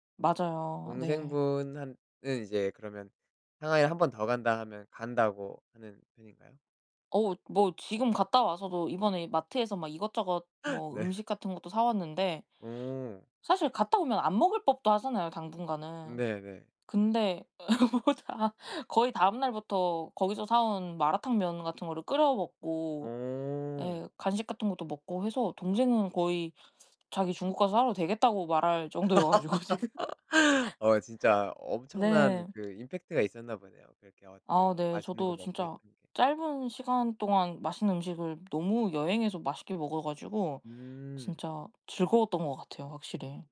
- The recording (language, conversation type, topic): Korean, podcast, 음식 때문에 떠난 여행 기억나요?
- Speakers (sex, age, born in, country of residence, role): female, 20-24, South Korea, Japan, guest; male, 30-34, South Korea, South Korea, host
- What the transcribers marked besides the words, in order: laugh; laugh; laughing while speaking: "뭐 다"; laugh; laughing while speaking: "정도여 가지고 지금"; laugh